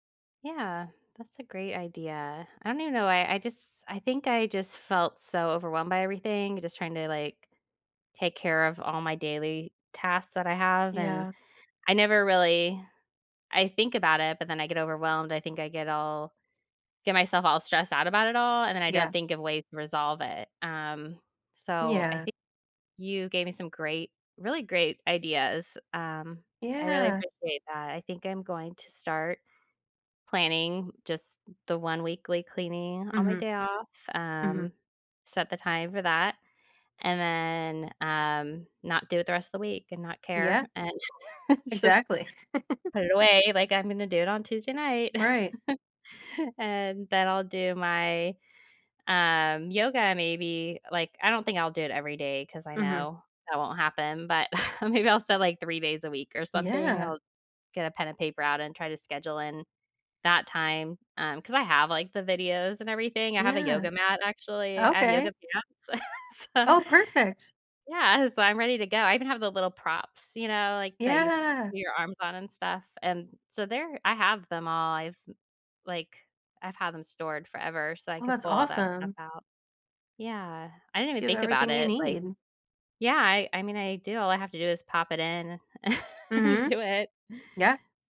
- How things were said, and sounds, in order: laughing while speaking: "just"; chuckle; chuckle; chuckle; chuckle
- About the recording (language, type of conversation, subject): English, advice, How can I manage stress from daily responsibilities?